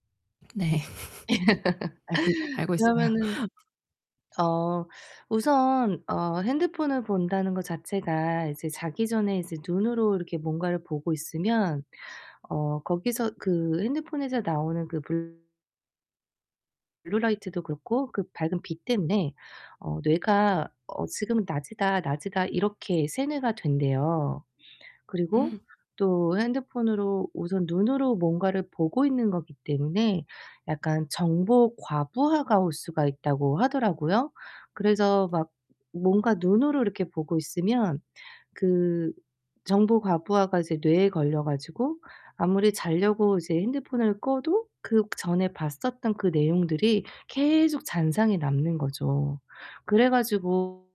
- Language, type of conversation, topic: Korean, advice, 규칙적인 수면 리듬을 꾸준히 만드는 방법은 무엇인가요?
- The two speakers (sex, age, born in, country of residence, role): female, 35-39, South Korea, Germany, user; female, 40-44, South Korea, United States, advisor
- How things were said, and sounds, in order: laughing while speaking: "네"; laugh; distorted speech; laugh; other background noise; gasp; tapping